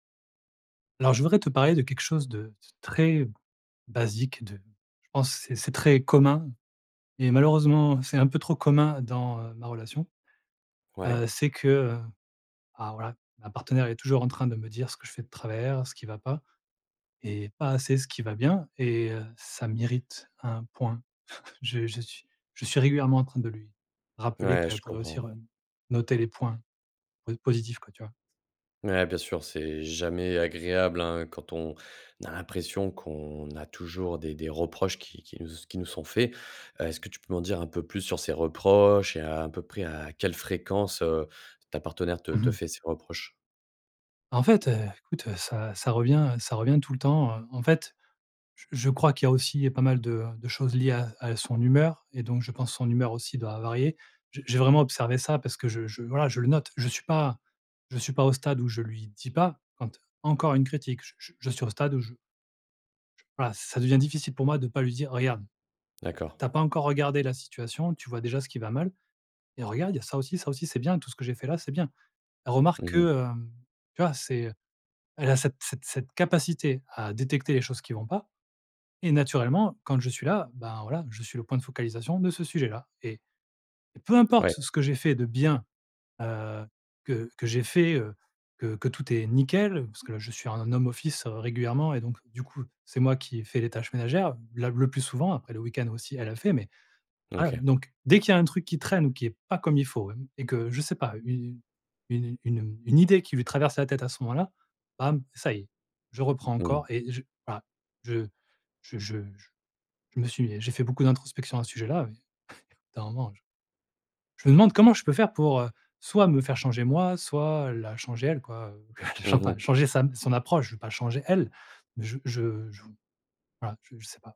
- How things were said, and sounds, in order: other background noise; chuckle; in English: "home office"; chuckle; laughing while speaking: "chan pas"; stressed: "elle"
- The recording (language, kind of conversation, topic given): French, advice, Comment réagir lorsque votre partenaire vous reproche constamment des défauts ?